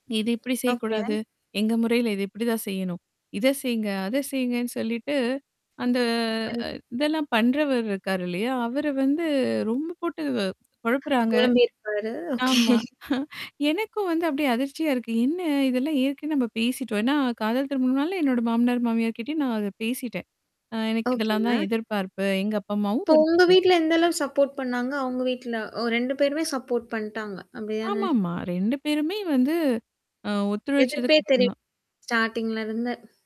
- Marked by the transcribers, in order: static; other noise; drawn out: "அந்த"; tapping; chuckle; laughing while speaking: "ஓகே"; other background noise; unintelligible speech; in English: "சப்போர்ட்"; in English: "சப்போர்ட்"; in English: "ஸ்டார்டிங்ல"
- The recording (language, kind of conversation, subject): Tamil, podcast, உங்கள் திருமண நாளைப் பற்றிய சில நினைவுகளைப் பகிர முடியுமா?